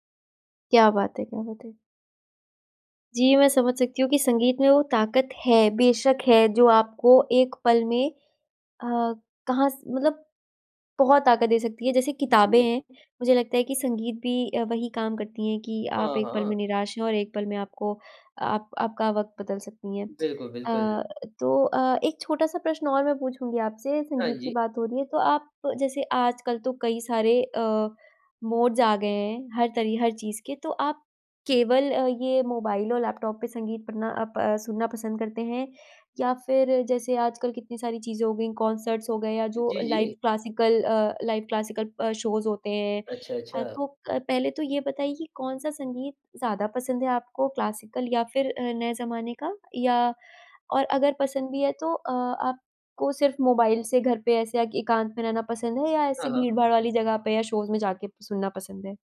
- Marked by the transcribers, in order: in English: "मोड्स"; in English: "कंसर्ट्स"; in English: "लाइव क्लासिकल"; in English: "लाइव क्लासिकल"; in English: "शोज़"; in English: "क्लासिकल"; in English: "शोज़"
- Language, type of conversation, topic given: Hindi, podcast, कौन-सा गाना आपको किसी की याद दिलाता है?